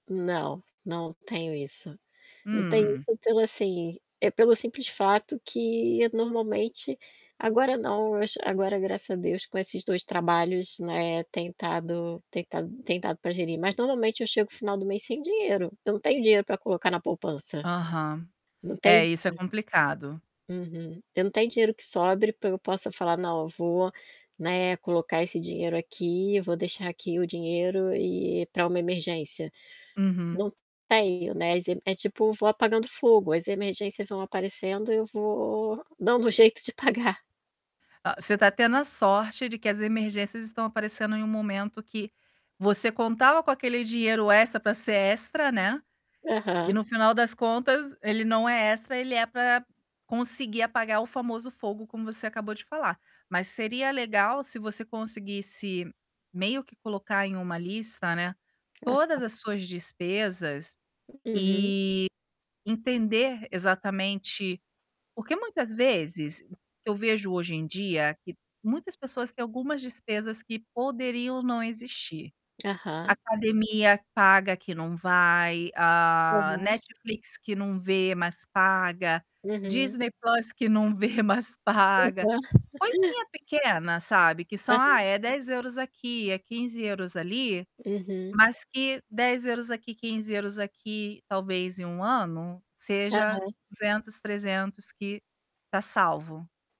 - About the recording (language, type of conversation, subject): Portuguese, advice, Como você lidou com uma despesa inesperada que desequilibrou o seu orçamento?
- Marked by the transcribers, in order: other background noise; static; laughing while speaking: "jeito de pagar"; distorted speech; laughing while speaking: "vê"; tapping; laugh